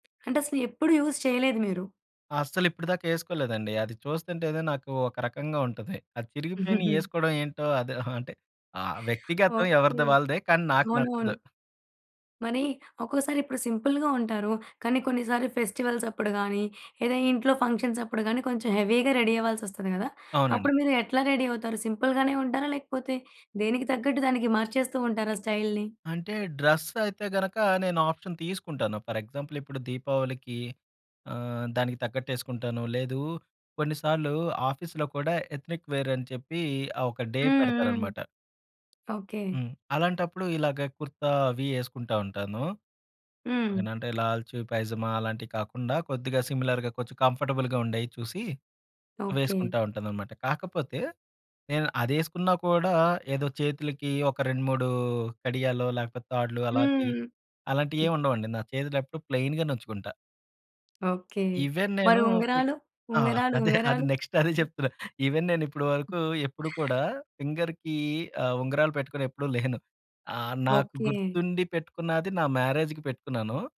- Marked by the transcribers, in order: tapping; in English: "యూజ్"; chuckle; laughing while speaking: "అది"; other background noise; in English: "సింపుల్‌గా"; in English: "ఫెస్టివల్స్"; in English: "హెవీగా రెడీ"; in English: "రెడీ"; in English: "సింపుల్‌గానే"; in English: "ఆప్షన్"; in English: "ఫర్ ఎగ్జాంపుల్"; in English: "ఆఫీస్‌లో"; in English: "ఎత్నిక్ వేర్"; in English: "డే"; in English: "సిమిలర్‌గా"; in English: "కంఫర్టబుల్‌గా"; in English: "ప్లెయిన్‌గా"; other noise; in English: "ఈవెన్"; laughing while speaking: "అదే ఆది నెక్స్ట్ అదే చెప్తున్నా"; in English: "నెక్స్ట్"; in English: "ఈవెన్"; in English: "ఫింగర్‌కి"; in English: "మ్యారేజ్‌కి"
- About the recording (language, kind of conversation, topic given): Telugu, podcast, సాధారణ రూపాన్ని మీరు ఎందుకు ఎంచుకుంటారు?